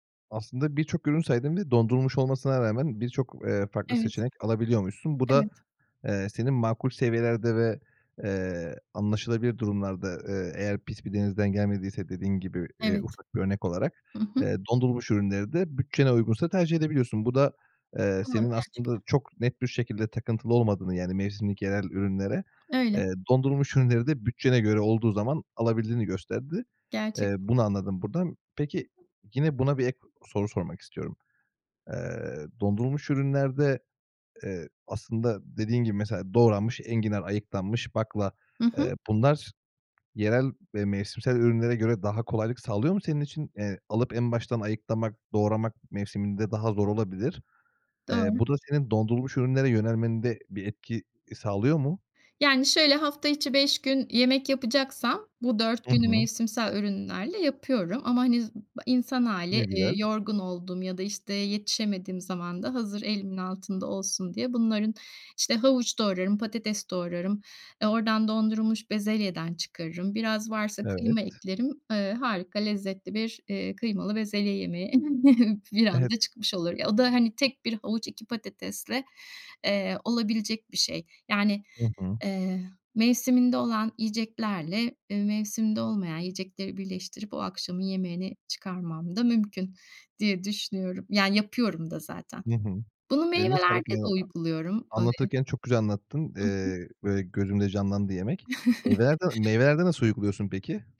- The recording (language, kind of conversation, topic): Turkish, podcast, Yerel ve mevsimlik yemeklerle basit yaşam nasıl desteklenir?
- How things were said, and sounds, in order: tapping; other background noise; chuckle; unintelligible speech; chuckle